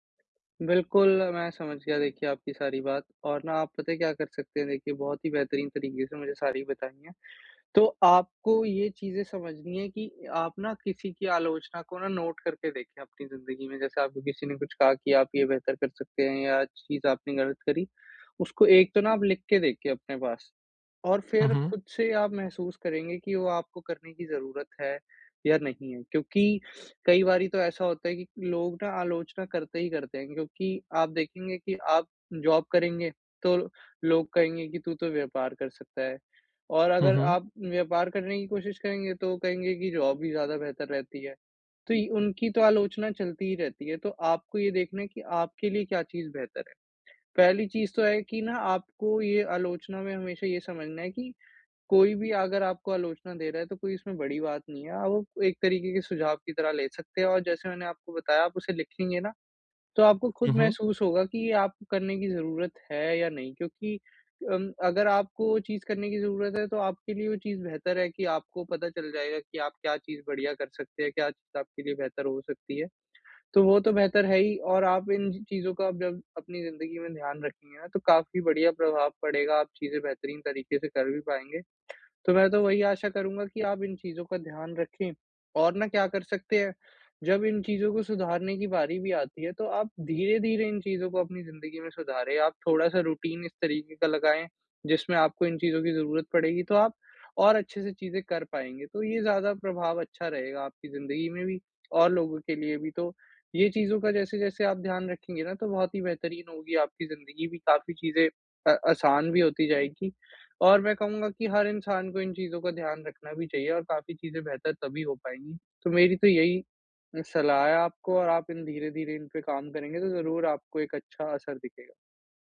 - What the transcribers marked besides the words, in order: in English: "जॉब"; in English: "जॉब"; in English: "रूटीन"
- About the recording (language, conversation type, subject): Hindi, advice, आलोचना से सीखने और अपनी कमियों में सुधार करने का तरीका क्या है?